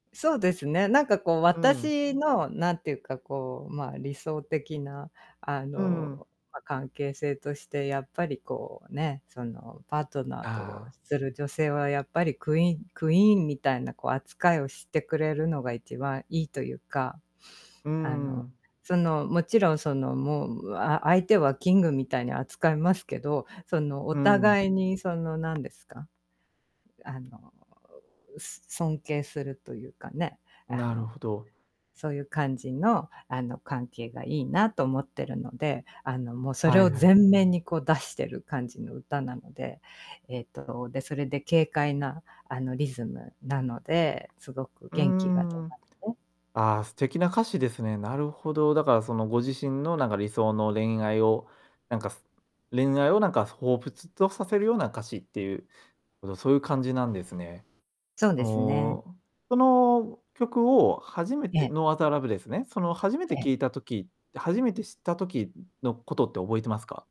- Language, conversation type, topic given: Japanese, podcast, あなたの元気が出る一曲は何ですか？
- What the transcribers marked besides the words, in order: static; distorted speech; tapping; other background noise